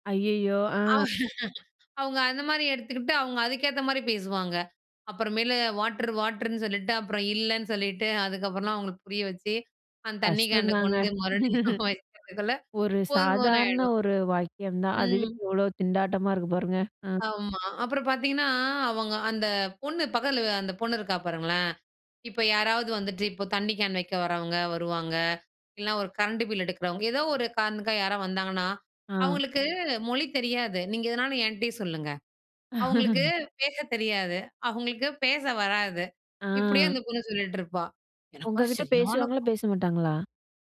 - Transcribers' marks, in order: chuckle; laughing while speaking: "மறுபடியும் வைக்கிறதுக்குள்ள போதும் போதுன்னு ஆயிடும்"; other noise; drawn out: "அவங்களுக்கு"; chuckle
- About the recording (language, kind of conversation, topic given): Tamil, podcast, நீங்கள் மொழிச் சிக்கலை எப்படிச் சமாளித்தீர்கள்?